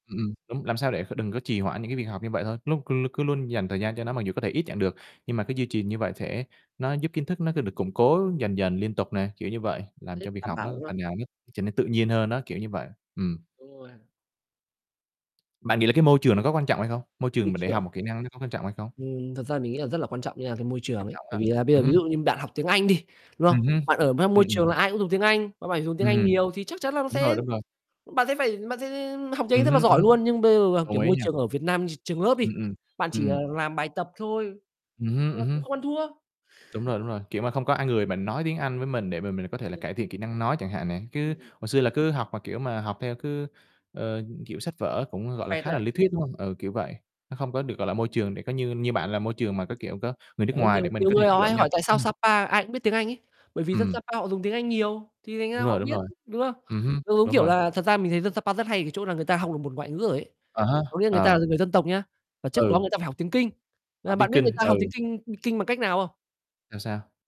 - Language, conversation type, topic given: Vietnamese, unstructured, Bạn nghĩ việc học một kỹ năng mới có khó không?
- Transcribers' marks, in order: tapping; unintelligible speech; other background noise; horn; chuckle